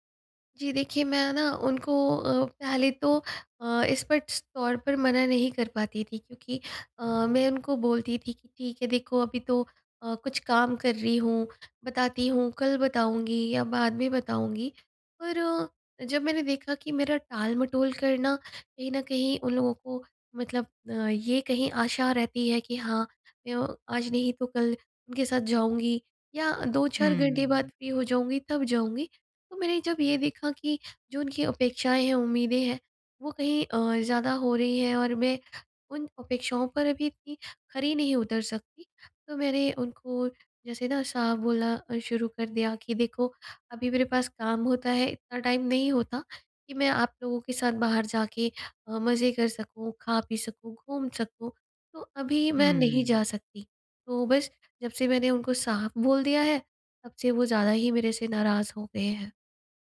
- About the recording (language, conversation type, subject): Hindi, advice, मैं दोस्तों के साथ सीमाएँ कैसे तय करूँ?
- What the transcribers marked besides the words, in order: in English: "फ्री"; in English: "टाइम"